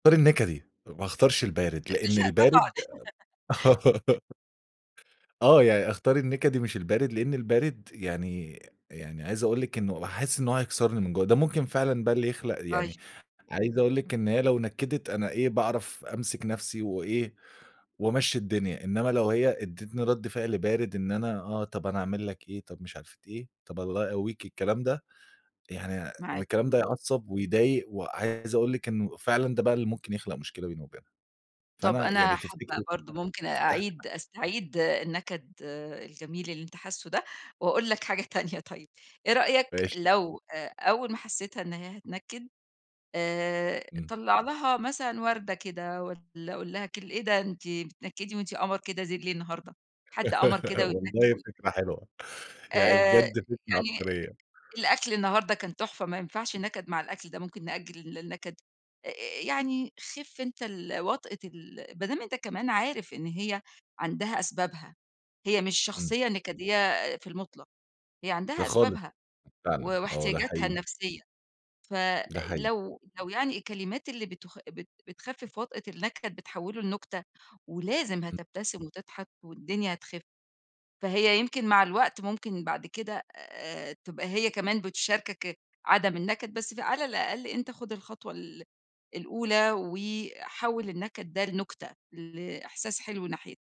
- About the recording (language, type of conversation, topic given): Arabic, advice, إزاي تقدر توازن بين شغلك وحياتك العاطفية من غير ما واحد فيهم يأثر على التاني؟
- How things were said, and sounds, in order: laughing while speaking: "لأ، طبعًا"; laugh; laughing while speaking: "تانية طيب"; laugh